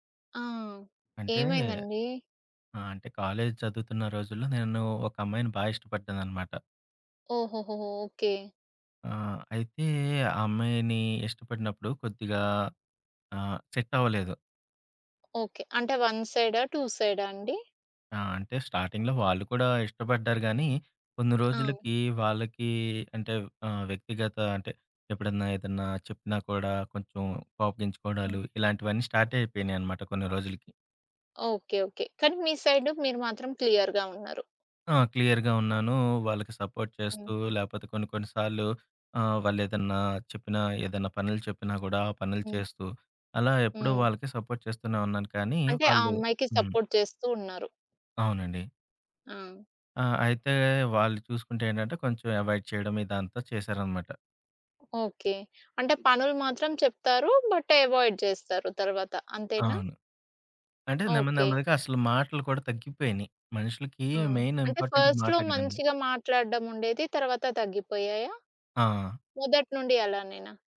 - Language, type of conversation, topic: Telugu, podcast, నిరాశను ఆశగా ఎలా మార్చుకోవచ్చు?
- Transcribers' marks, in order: in English: "కాలేజ్"; tapping; in English: "వన్"; in English: "టూ"; in English: "స్టార్టింగ్‌లో"; other background noise; in English: "స్టార్ట్"; in English: "క్లియర్‌గా"; in English: "క్లియర్‌గా"; in English: "సపోర్ట్"; in English: "సపోర్ట్"; in English: "సపోర్ట్"; in English: "అవాయిడ్"; in English: "బట్ అవాయిడ్"; in English: "మెయిన్ ఇంపార్టెంట్"; in English: "ఫస్ట్‌లో"